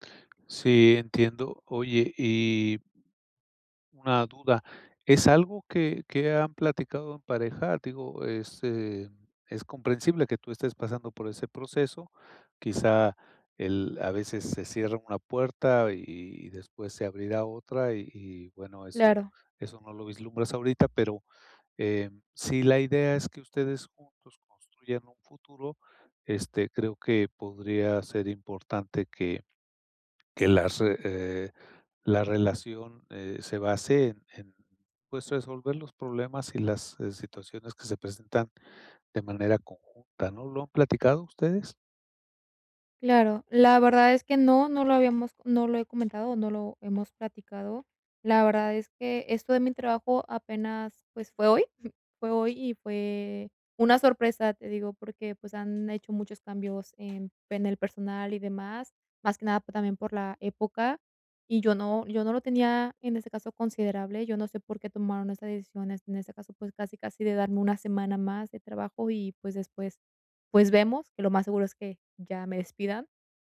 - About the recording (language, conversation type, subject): Spanish, advice, ¿Cómo puedo mantener mi motivación durante un proceso de cambio?
- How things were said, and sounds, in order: tapping; other background noise; chuckle